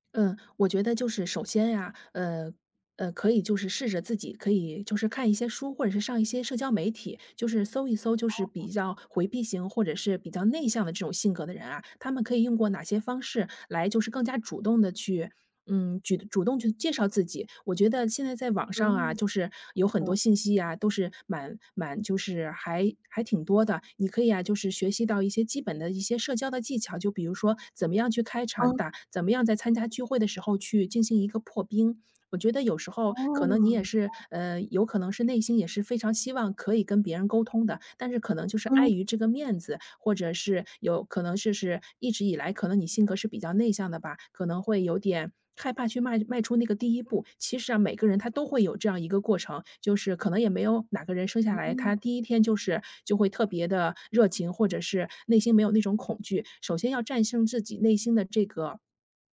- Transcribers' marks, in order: other noise; "就是" said as "是是"
- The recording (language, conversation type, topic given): Chinese, advice, 我在重建社交圈时遇到困难，不知道该如何结交新朋友？